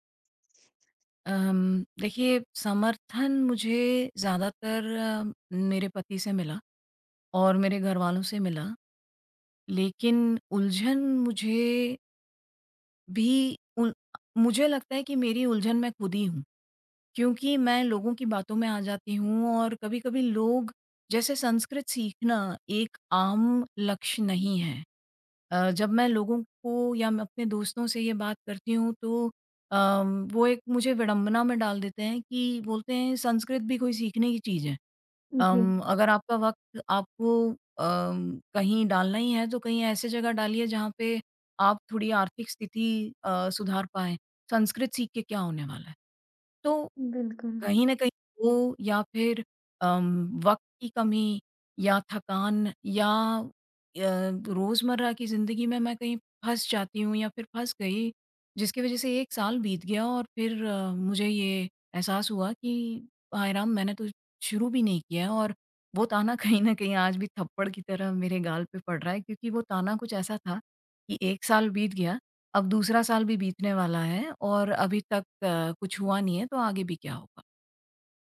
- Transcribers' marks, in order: other background noise; laughing while speaking: "कहीं न कहीं आज"
- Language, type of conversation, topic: Hindi, advice, मैं लक्ष्य तय करने में उलझ जाता/जाती हूँ और शुरुआत नहीं कर पाता/पाती—मैं क्या करूँ?